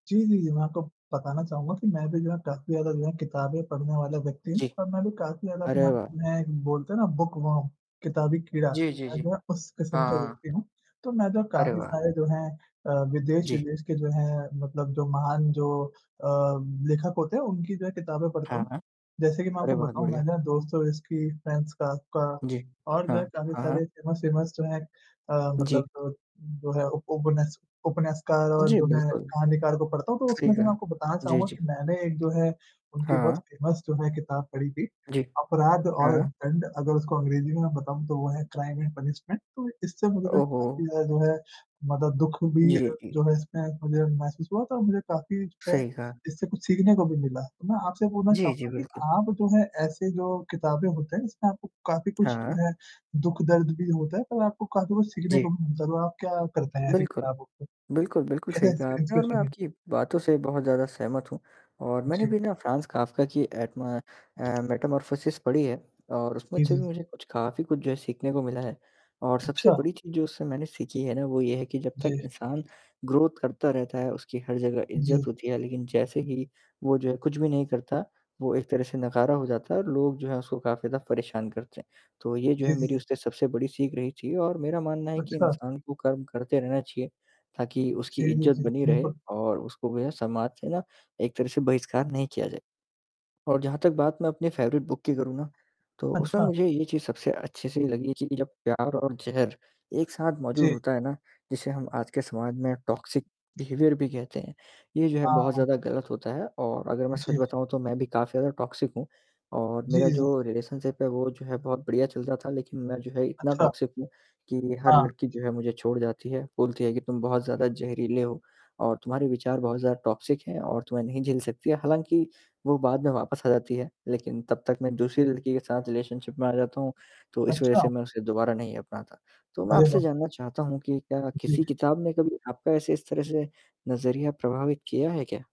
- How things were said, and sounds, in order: static; in English: "बुकवॉर्म"; distorted speech; in English: "फ़ेमस-फ़ेमस"; in English: "फ़ेमस"; in English: "क्राइम एंड पनिशमेंट"; in English: "इंस्प्री इन्सपिरेसन"; tapping; in English: "ग्रोथ"; in English: "फ़ेवरेट बुक"; in English: "टॉक्सिक बिहेवियर"; in English: "टॉक्सिक"; in English: "रिलेशनशिप"; in English: "टॉक्सिक"; in English: "टॉक्सिक"; in English: "रिलेशनशिप"
- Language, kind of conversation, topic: Hindi, unstructured, क्या किसी किताब या फिल्म ने कभी आपका नजरिया बदला है?
- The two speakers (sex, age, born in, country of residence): male, 20-24, India, India; male, 20-24, India, India